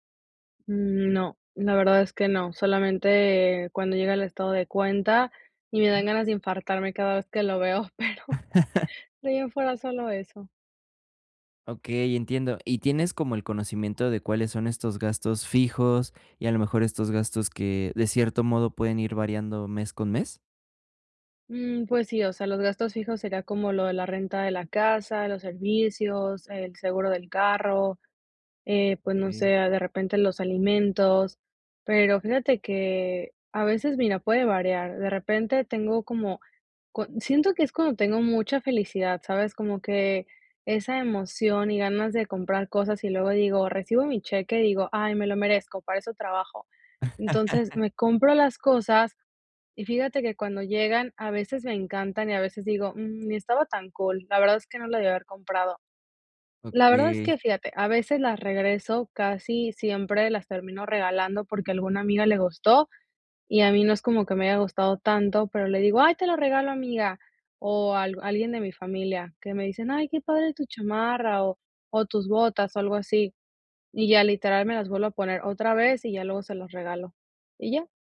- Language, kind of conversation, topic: Spanish, advice, ¿Cómo puedo equilibrar mis gastos y mi ahorro cada mes?
- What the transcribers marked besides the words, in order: laughing while speaking: "veo, pero"; laugh; laugh